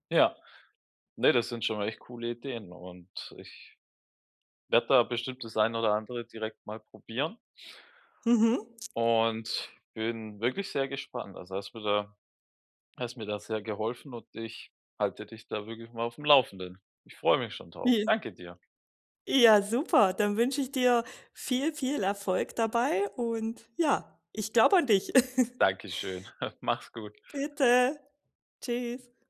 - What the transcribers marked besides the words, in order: other background noise; giggle; chuckle
- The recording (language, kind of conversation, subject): German, advice, Wie kann ich meinen Zuckerkonsum senken und weniger verarbeitete Lebensmittel essen?